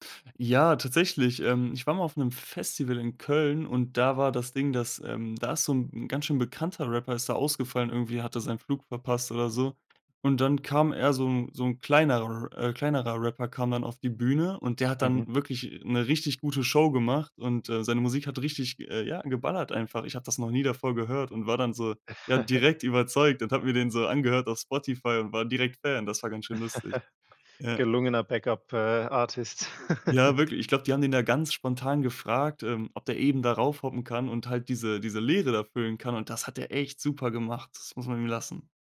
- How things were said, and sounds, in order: other background noise; chuckle; chuckle; chuckle
- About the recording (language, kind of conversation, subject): German, podcast, Was macht für dich ein großartiges Live-Konzert aus?